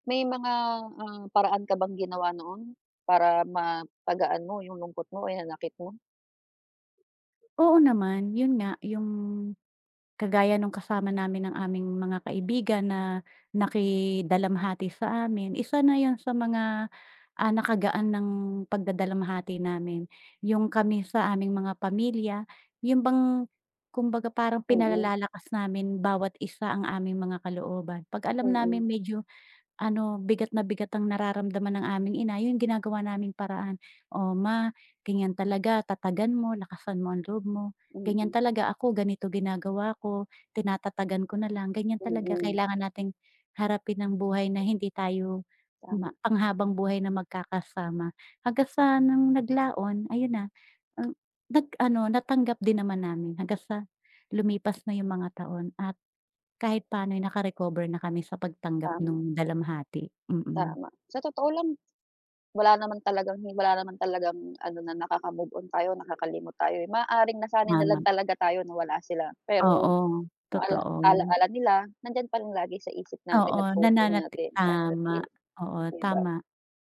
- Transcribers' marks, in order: other background noise
- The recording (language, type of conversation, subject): Filipino, unstructured, Paano mo hinaharap ang pagkawala ng isang mahal sa buhay?